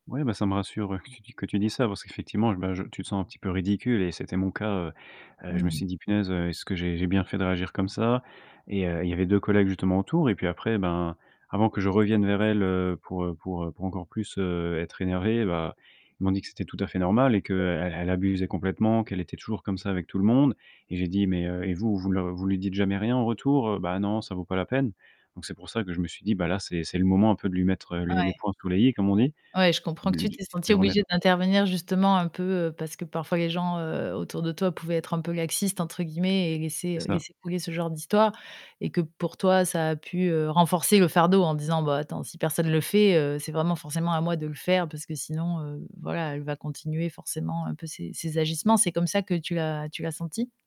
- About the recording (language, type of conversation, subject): French, advice, Comment puis-je mieux gérer mes réactions excessives face aux critiques au travail ?
- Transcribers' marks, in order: static; distorted speech